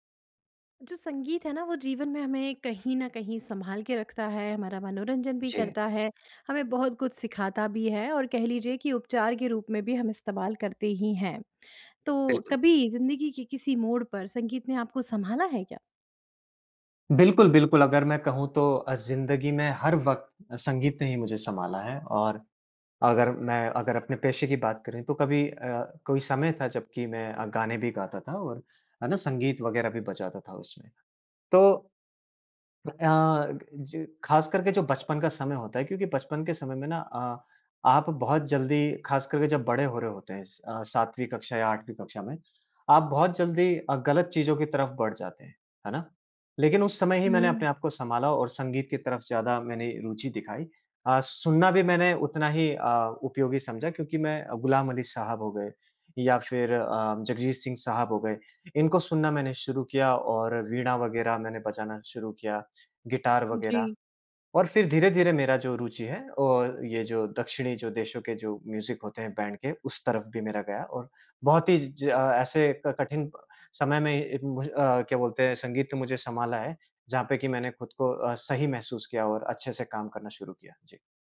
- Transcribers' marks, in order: none
- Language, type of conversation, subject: Hindi, podcast, ज़िंदगी के किस मोड़ पर संगीत ने आपको संभाला था?